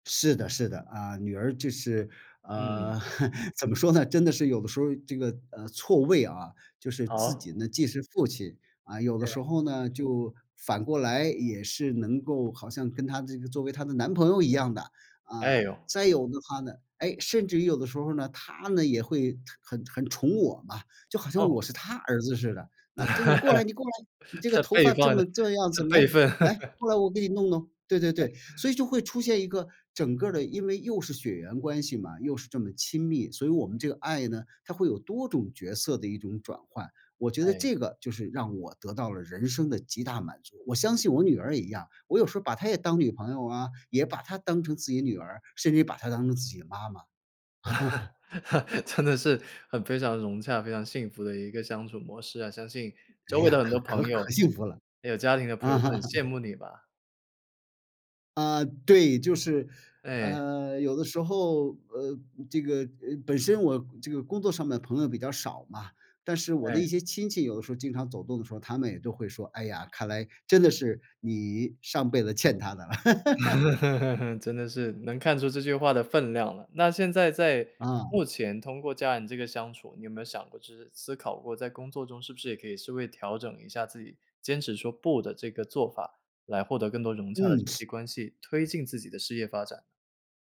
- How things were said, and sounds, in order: chuckle; surprised: "哎哟！"; laugh; laughing while speaking: "这辈差得 这辈份"; laugh; chuckle; chuckle; laughing while speaking: "嗯"; laugh
- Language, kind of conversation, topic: Chinese, podcast, 说“不”对你来说难吗？